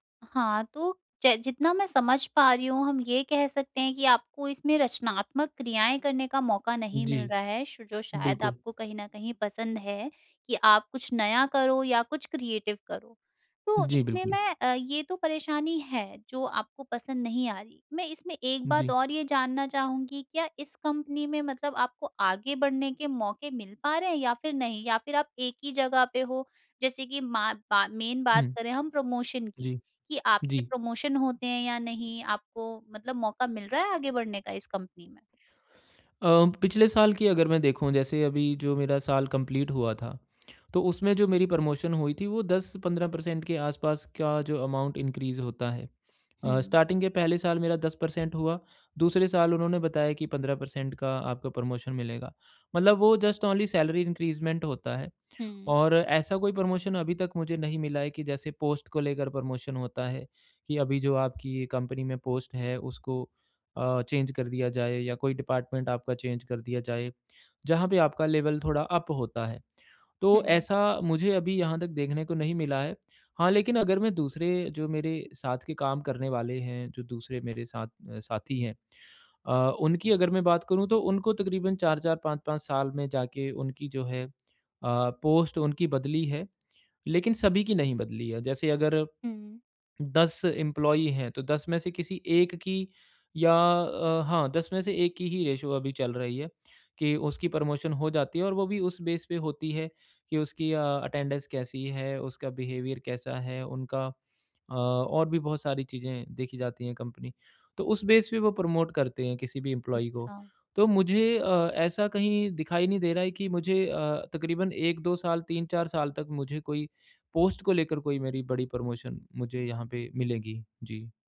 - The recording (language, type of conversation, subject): Hindi, advice, क्या मुझे इस नौकरी में खुश और संतुष्ट होना चाहिए?
- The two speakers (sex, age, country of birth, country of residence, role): female, 50-54, India, India, advisor; male, 35-39, India, India, user
- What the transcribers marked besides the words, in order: in English: "क्रिएटिव"; in English: "मेन"; in English: "प्रमोशन"; in English: "प्रमोशन"; in English: "कंप्लीट"; in English: "प्रमोशन"; in English: "परसेंट"; in English: "अमाउंट इनक्रीज़"; in English: "स्टार्टिंग"; in English: "परसेंट"; in English: "प्रमोशन"; in English: "जस्ट ओनली सैलरी इंक्रीज़मेंट"; in English: "प्रमोशन"; in English: "पोस्ट"; in English: "प्रमोशन"; in English: "पोस्ट"; in English: "चेंज़"; in English: "डिपार्टमेंट"; in English: "चेंज़"; in English: "लेवल"; in English: "अप"; in English: "पोस्ट"; in English: "एम्प्लॉई"; in English: "रेशियो"; in English: "प्रमोशन"; in English: "बेस"; in English: "अटेंडेंस"; in English: "बिहेवियर"; in English: "बेस"; in English: "प्रमोट"; in English: "एम्प्लॉई"; in English: "पोस्ट"; in English: "प्रमोशन"